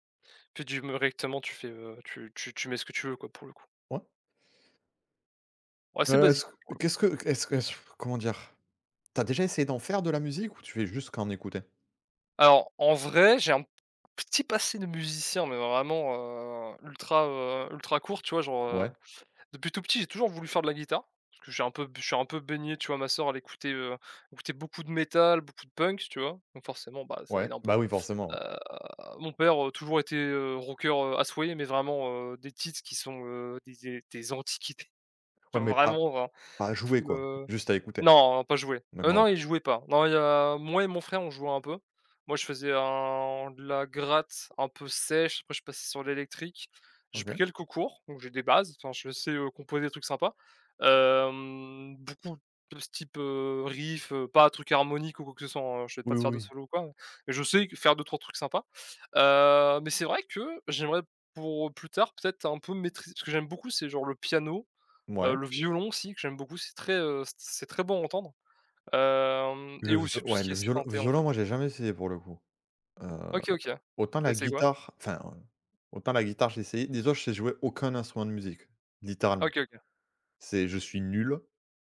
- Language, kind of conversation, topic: French, unstructured, Comment la musique influence-t-elle ton humeur au quotidien ?
- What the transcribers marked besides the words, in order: blowing; stressed: "petit"; drawn out: "Heu"; chuckle; drawn out: "hem"